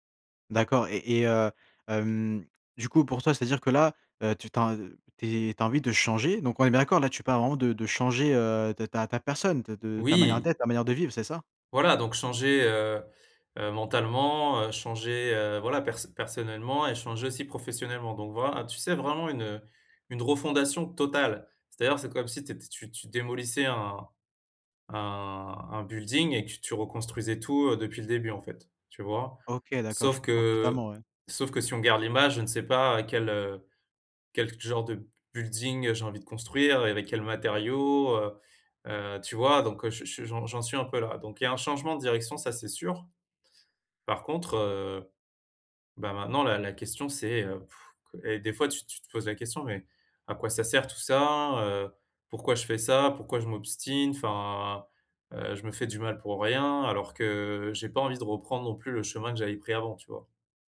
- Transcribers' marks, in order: other background noise; stressed: "totale"; blowing
- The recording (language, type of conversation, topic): French, advice, Comment puis-je trouver du sens après une perte liée à un changement ?